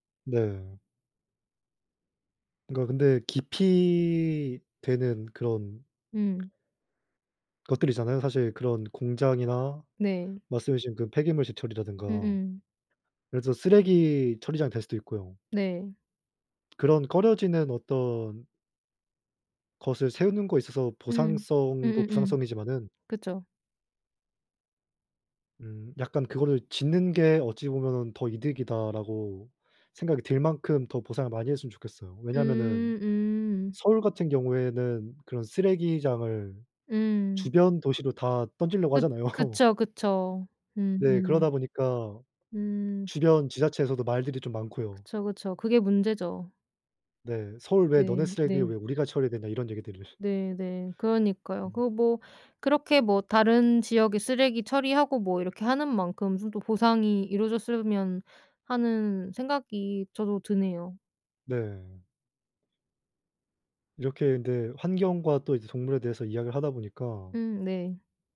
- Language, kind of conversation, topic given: Korean, unstructured, 기후 변화로 인해 사라지는 동물들에 대해 어떻게 느끼시나요?
- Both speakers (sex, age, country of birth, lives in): female, 30-34, South Korea, South Korea; male, 20-24, South Korea, South Korea
- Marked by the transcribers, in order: other background noise; laughing while speaking: "하잖아요"